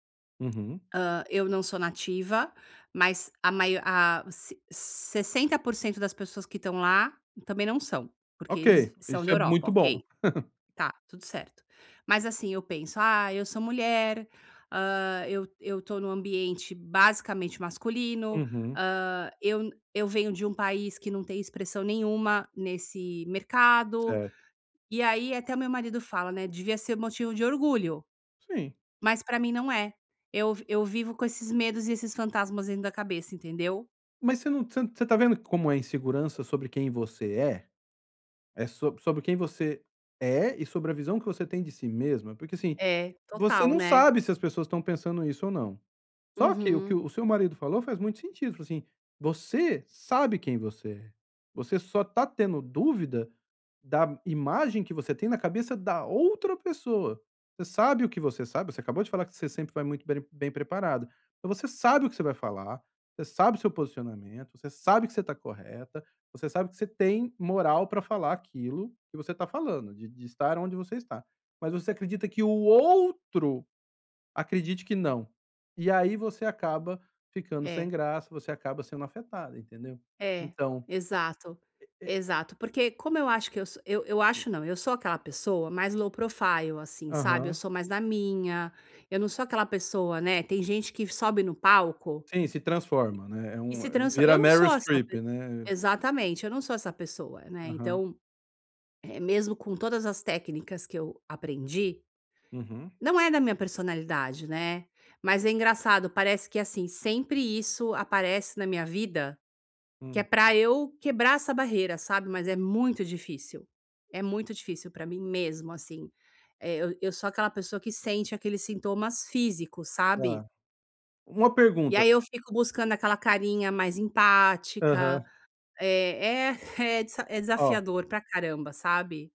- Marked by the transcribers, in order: laugh; stressed: "outro"; in English: "low profile"
- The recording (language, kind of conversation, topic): Portuguese, advice, Como posso controlar o nervosismo e falar com confiança em público?